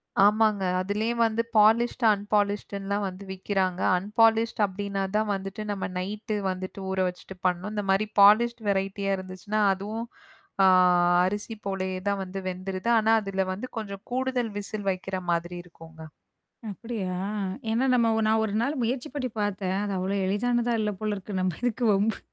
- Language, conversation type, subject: Tamil, podcast, ஒரு சாதாரண உணவின் சுவையை எப்படிச் சிறப்பாக உயர்த்தலாம்?
- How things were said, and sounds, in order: tapping; in English: "பாலிஸ்ட்டு, அன்பாலிஸ்டுன்லாம்"; in English: "அன்பாலிஸ்ட்"; in English: "பாலிஸ்ட் வெரைட்டியா"; drawn out: "ஆ"; static; laughing while speaking: "நம்ம எதுக்கு வம்பு?"